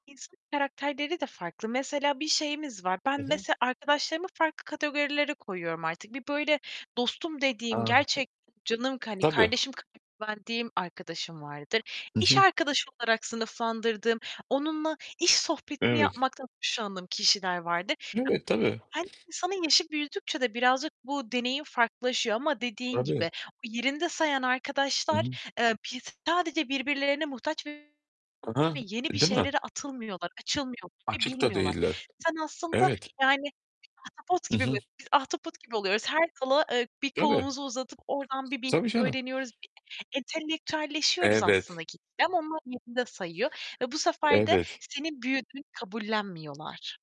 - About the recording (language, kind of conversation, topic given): Turkish, unstructured, Hangi deneyim seni kendin olmaya yöneltti?
- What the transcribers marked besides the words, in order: distorted speech; tapping; other background noise; unintelligible speech; unintelligible speech